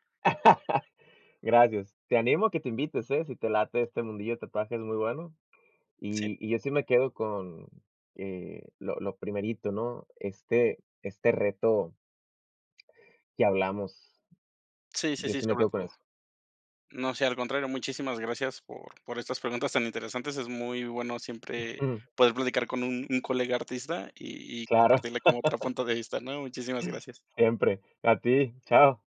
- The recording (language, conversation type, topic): Spanish, podcast, ¿Qué consejo le darías a alguien que está empezando?
- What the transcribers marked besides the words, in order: laugh; tapping; laugh